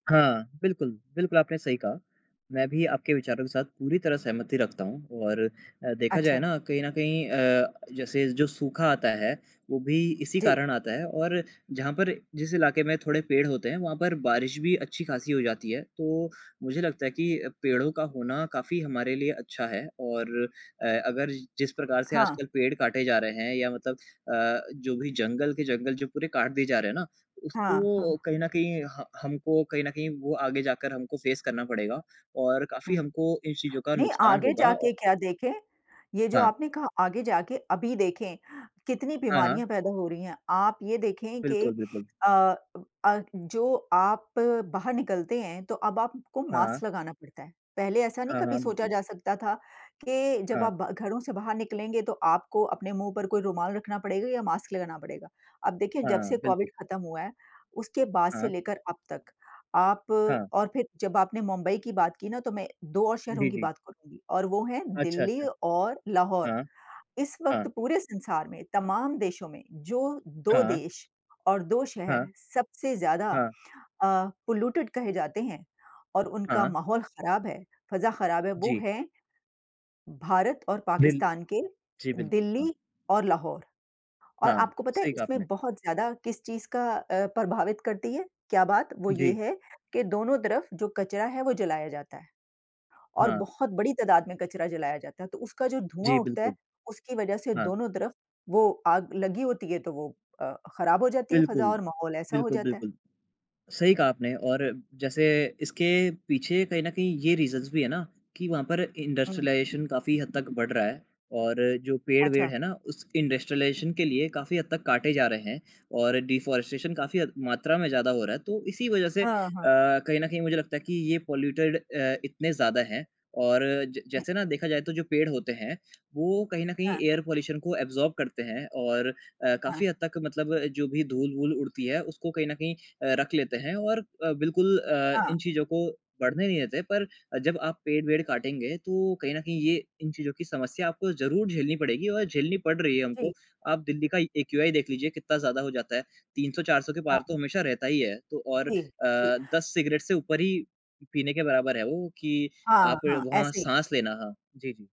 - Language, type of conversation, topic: Hindi, unstructured, पेड़ों की कटाई से हमें क्या नुकसान होता है?
- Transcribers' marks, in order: in English: "फ़ेस"; other background noise; in English: "पॉल्यूटेड"; in English: "रीज़न्स"; in English: "इंडस्ट्रियलाइज़ेशन"; in English: "इंडस्ट्रियलाइज़ेशन"; in English: "डिफॉरेस्टेशन"; in English: "पॉल्यूटेड"; in English: "एयर पॉल्यूशन"; in English: "एब्जॉर्ब"; in English: "एक्यूआई"